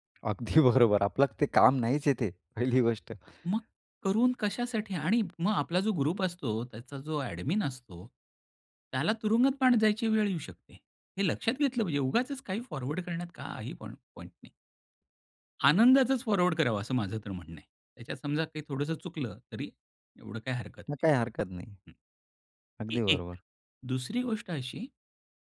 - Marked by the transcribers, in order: laughing while speaking: "अगदी बरोबर. आपलं ते काम नाहीच आहे ते, पहिली गोष्ट"; other noise; in English: "ग्रुप"; in English: "ॲडमिन"; tapping
- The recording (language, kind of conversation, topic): Marathi, podcast, सोशल मीडियावरील माहिती तुम्ही कशी गाळून पाहता?